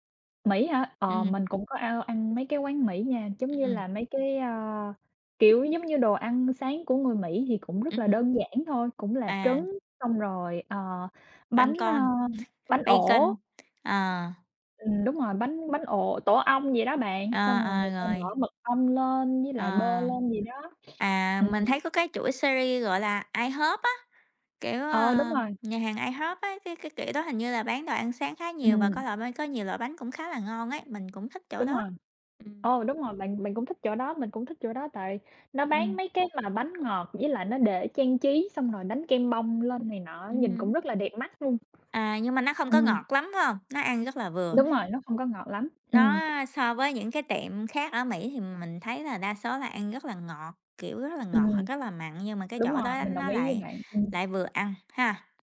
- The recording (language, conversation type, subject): Vietnamese, unstructured, Giữa ăn sáng ở nhà và ăn sáng ngoài tiệm, bạn sẽ chọn cách nào?
- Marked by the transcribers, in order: tapping; in English: "băng con, bacon"; "Bacon" said as "băng con"; chuckle; background speech; in English: "series"; other noise; other background noise